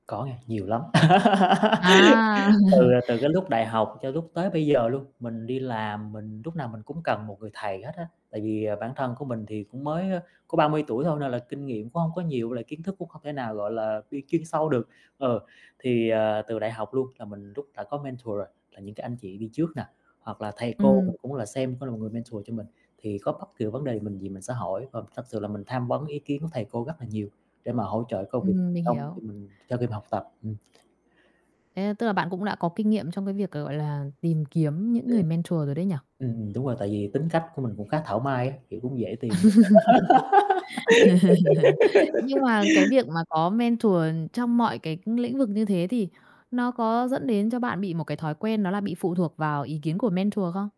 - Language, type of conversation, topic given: Vietnamese, podcast, Bạn thường tìm người cố vấn bằng cách nào?
- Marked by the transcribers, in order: static; laugh; tapping; chuckle; in English: "mentor"; distorted speech; other background noise; in English: "mentor"; unintelligible speech; in English: "mentor"; laugh; in English: "mentor"; giggle; in English: "mentor"